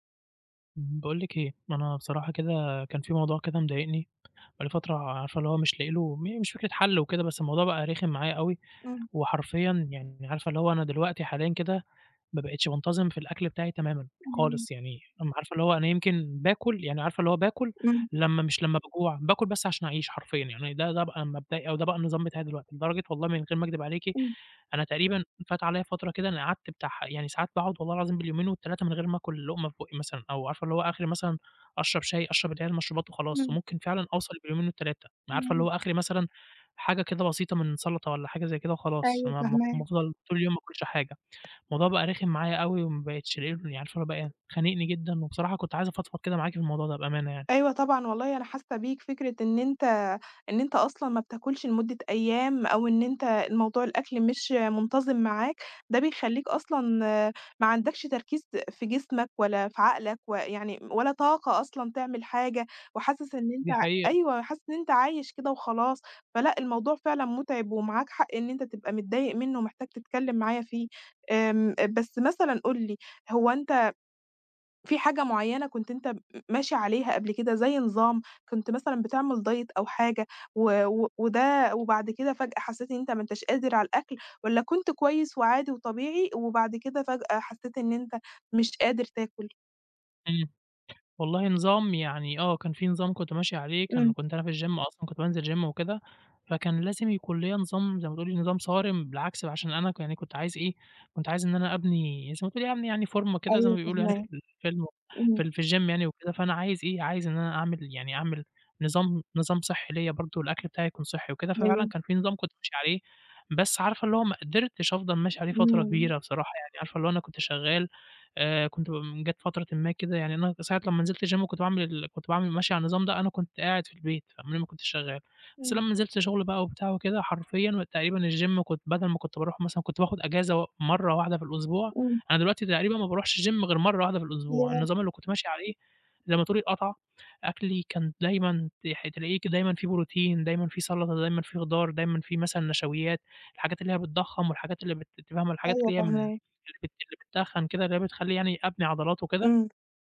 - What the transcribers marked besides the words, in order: tapping; unintelligible speech; in English: "diet"; in English: "الgym"; in English: "gym"; in English: "فورمة"; in English: "الgym"; in English: "الgym"; in English: "الgym"; in English: "الgym"
- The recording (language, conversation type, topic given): Arabic, advice, إزاي أظبّط مواعيد أكلي بدل ما تبقى ملخبطة وبتخلّيني حاسس/ة بإرهاق؟